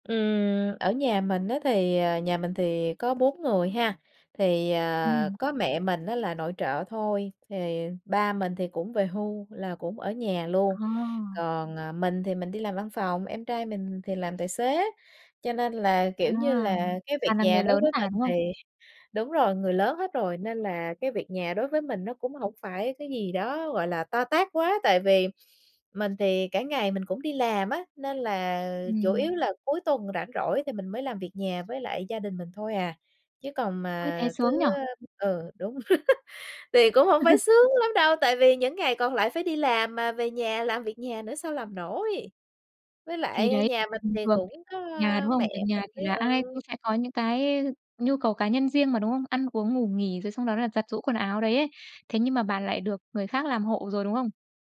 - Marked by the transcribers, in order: other background noise; tapping; laugh
- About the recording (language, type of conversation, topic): Vietnamese, podcast, Bạn phân công việc nhà với gia đình thế nào?